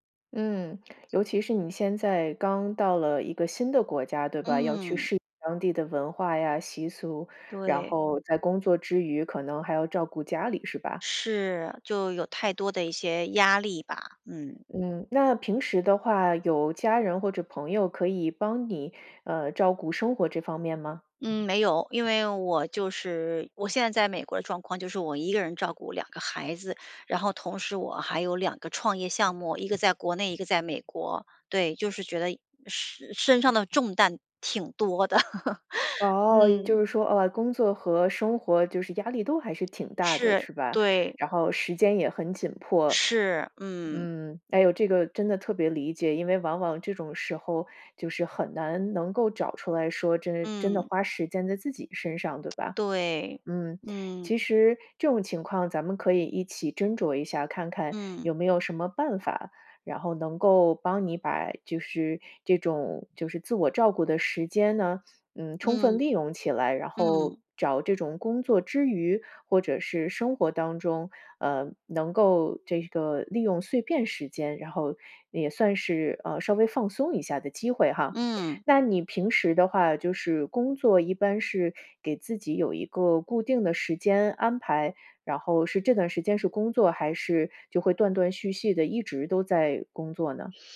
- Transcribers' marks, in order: laugh; tsk; other background noise
- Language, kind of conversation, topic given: Chinese, advice, 我该如何为自己安排固定的自我照顾时间？